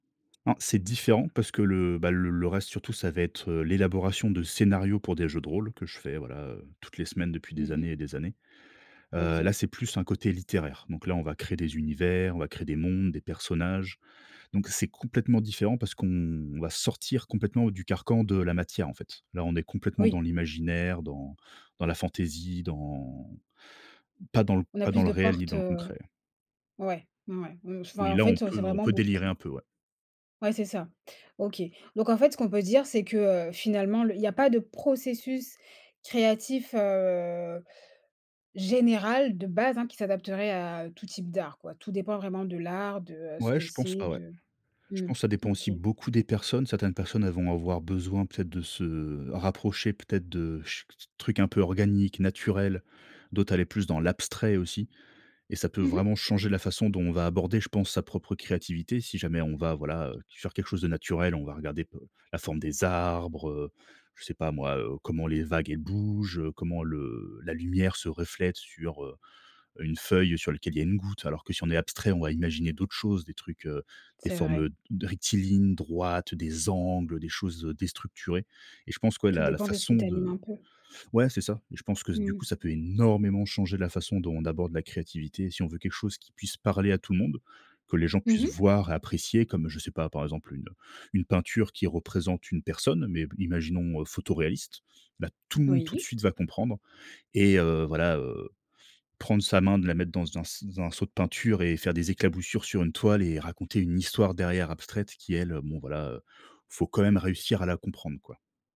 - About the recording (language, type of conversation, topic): French, podcast, Comment faire pour commencer quand on n’a vraiment aucune idée, honnêtement ?
- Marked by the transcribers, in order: none